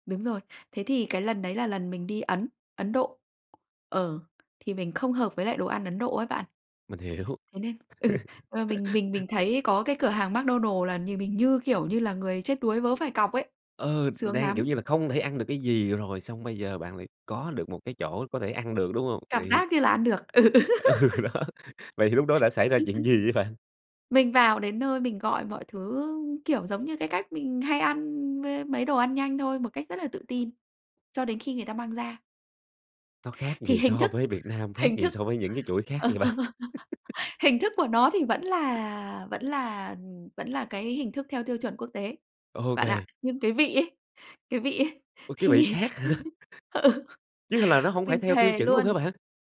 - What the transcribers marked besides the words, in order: tapping; other background noise; laughing while speaking: "hiểu"; laugh; laughing while speaking: "Ừ, đó"; laughing while speaking: "ừ"; laugh; laughing while speaking: "bạn?"; chuckle; laugh; laughing while speaking: "hả?"; laughing while speaking: "thì, ừ"
- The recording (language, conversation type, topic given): Vietnamese, podcast, Bạn nghĩ gì về các món ăn lai giữa các nền văn hóa?